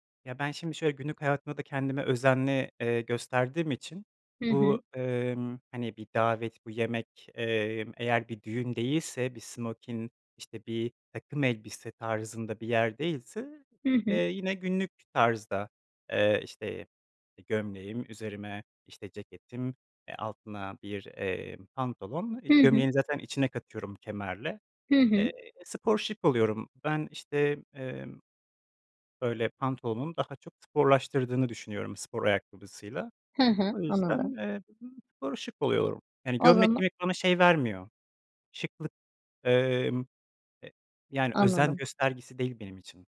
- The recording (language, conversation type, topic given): Turkish, podcast, Kıyafetlerinle özgüvenini nasıl artırabilirsin?
- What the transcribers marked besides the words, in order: none